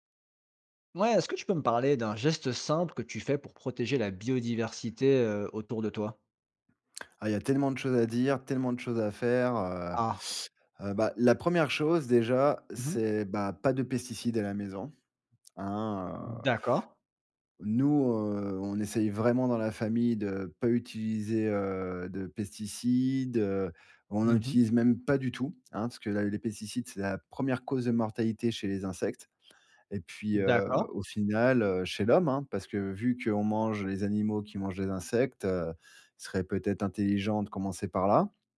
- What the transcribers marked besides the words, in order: none
- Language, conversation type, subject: French, podcast, Quel geste simple peux-tu faire près de chez toi pour protéger la biodiversité ?